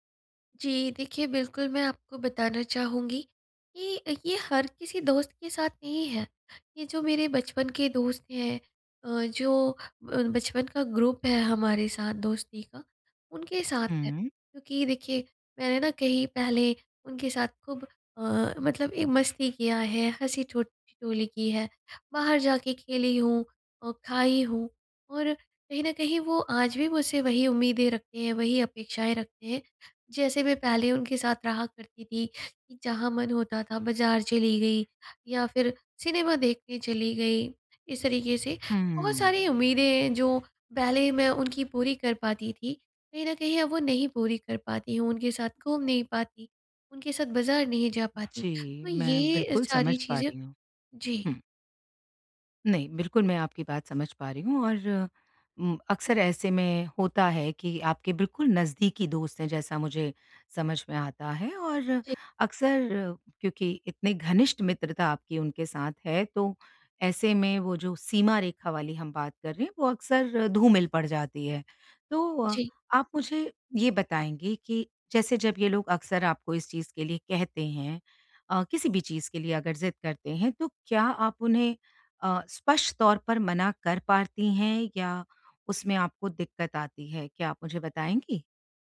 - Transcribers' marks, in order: in English: "ग्रुप"
- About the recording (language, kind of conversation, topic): Hindi, advice, मैं दोस्तों के साथ सीमाएँ कैसे तय करूँ?